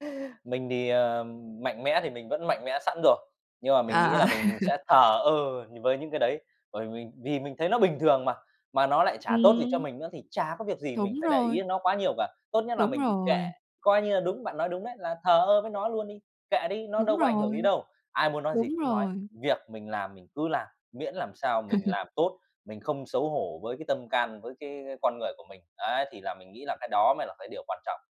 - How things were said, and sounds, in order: laughing while speaking: "ờ"; chuckle; other background noise; chuckle
- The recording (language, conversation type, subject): Vietnamese, podcast, Hãy kể một lần bạn đã xử lý bình luận tiêu cực trên mạng như thế nào?
- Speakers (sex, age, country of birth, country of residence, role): female, 20-24, Vietnam, Finland, host; male, 30-34, Vietnam, Vietnam, guest